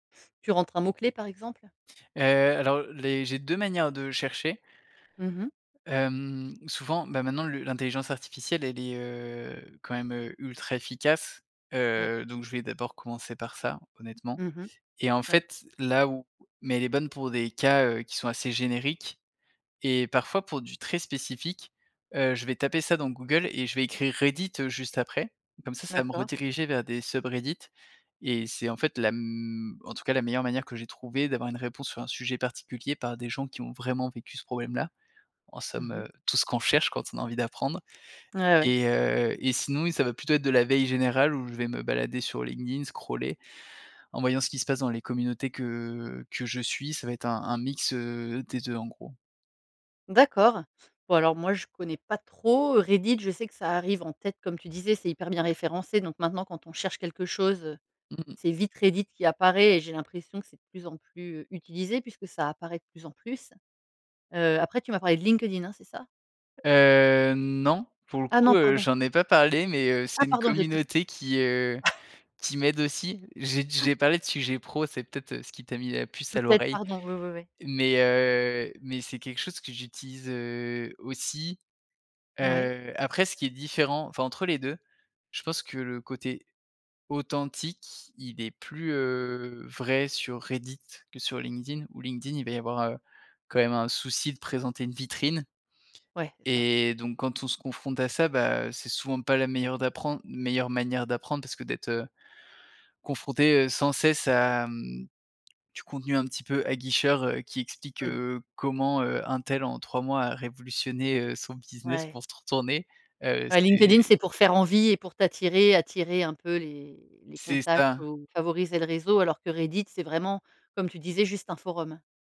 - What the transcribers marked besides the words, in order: stressed: "clé"; stressed: "efficace"; other background noise; put-on voice: "SubReddit"; stressed: "cherche"; put-on voice: "scroller"; stressed: "D'accord"; chuckle; stressed: "authentique"; stressed: "vitrine"
- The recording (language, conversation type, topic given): French, podcast, Comment trouver des communautés quand on apprend en solo ?